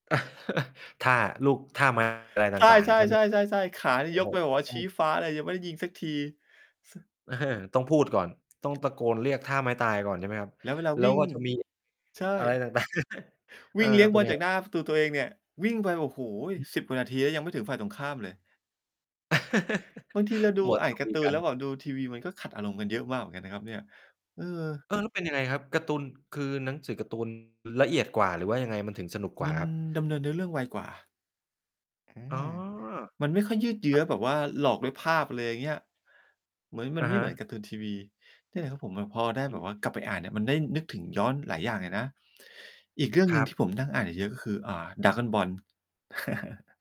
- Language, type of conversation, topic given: Thai, podcast, คุณเคยกลับไปทำงานอดิเรกสมัยเด็กอีกครั้งไหม แล้วเป็นยังไงบ้าง?
- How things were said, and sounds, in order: laugh; distorted speech; laughing while speaking: "เออ"; other background noise; laughing while speaking: "ต่าง ๆ"; laugh; laugh; mechanical hum; laugh